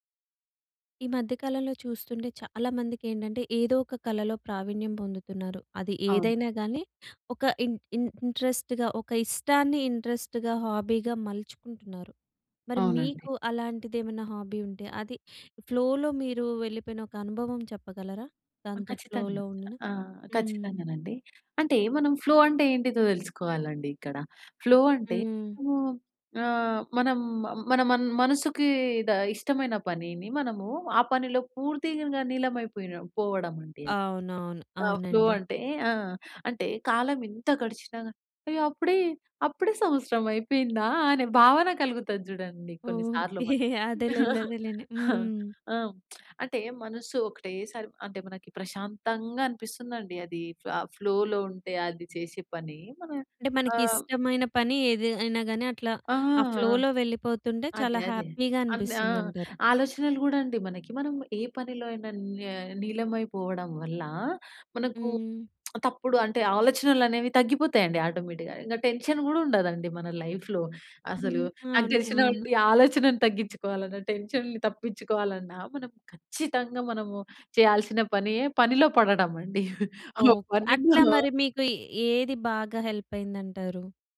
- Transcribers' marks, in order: in English: "ఇన్ ఇన్ ఇంట్రెస్ట్‌గా"; in English: "ఇంట్రెస్ట్‌గా హాబీగా"; in English: "హాబీ"; in English: "ఫ్లోలో"; in English: "ఫ్లోలో"; in English: "ఫ్లో"; in English: "ఫ్లో"; in English: "ఫ్లో"; chuckle; laugh; lip smack; in English: "ఫ్లోలో"; in English: "ఫ్లోలో"; in English: "హ్యాపీగా"; lip smack; in English: "ఆటోమేటిక్‌గా"; in English: "టెన్షన్"; in English: "లైఫ్‌లో"; giggle; in English: "టెన్షన్‌ని"; laughing while speaking: "ఆ పనిలో"; in English: "హెల్ప్"
- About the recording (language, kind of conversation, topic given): Telugu, podcast, ఫ్లో స్థితిలో మునిగిపోయినట్టు అనిపించిన ఒక అనుభవాన్ని మీరు చెప్పగలరా?